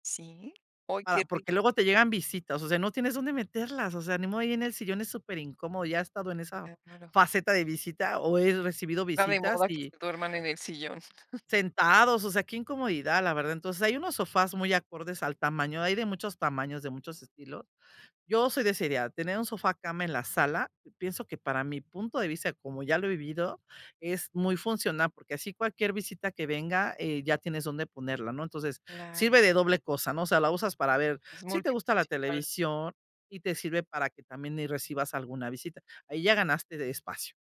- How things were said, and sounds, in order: chuckle
- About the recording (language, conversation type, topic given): Spanish, podcast, ¿Qué consejos darías para amueblar un espacio pequeño?